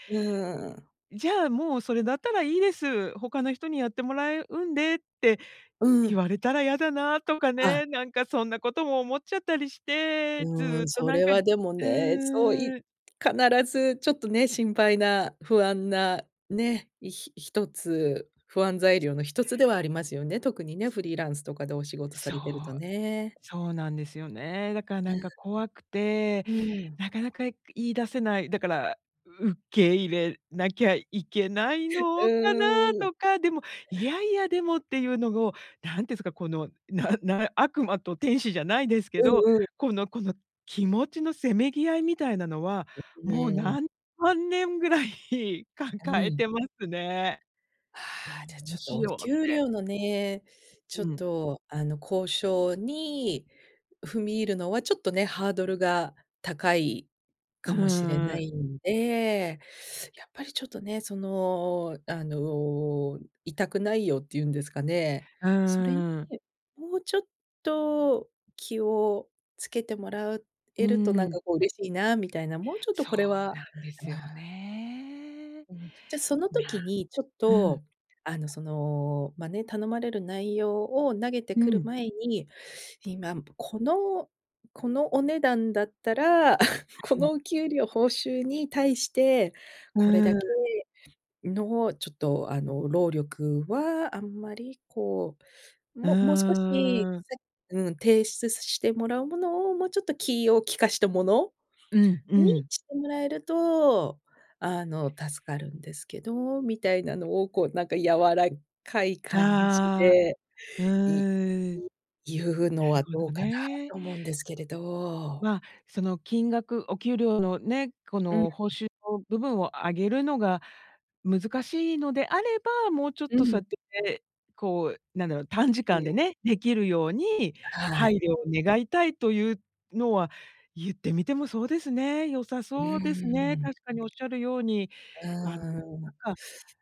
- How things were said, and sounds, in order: other background noise; other noise; laughing while speaking: "何万年ぐらい抱えてますね"; unintelligible speech; chuckle
- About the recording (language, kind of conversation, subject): Japanese, advice, ストレスの原因について、変えられることと受け入れるべきことをどう判断すればよいですか？